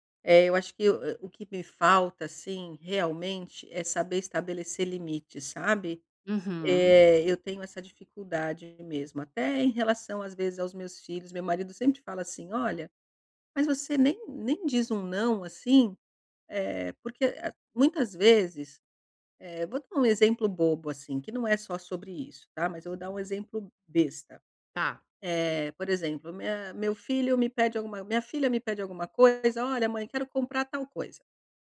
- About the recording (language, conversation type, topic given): Portuguese, advice, Como posso definir limites claros sobre a minha disponibilidade?
- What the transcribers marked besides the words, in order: none